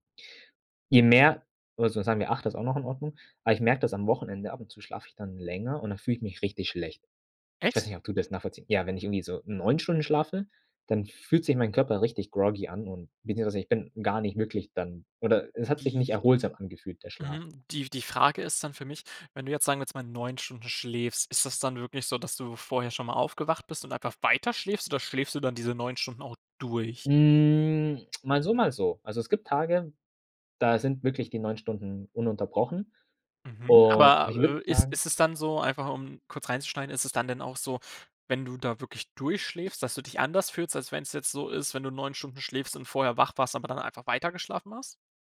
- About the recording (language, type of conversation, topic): German, podcast, Was hilft dir beim Einschlafen, wenn du nicht zur Ruhe kommst?
- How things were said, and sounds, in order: surprised: "Echt?"; put-on voice: "groggy"; drawn out: "Hm"; other background noise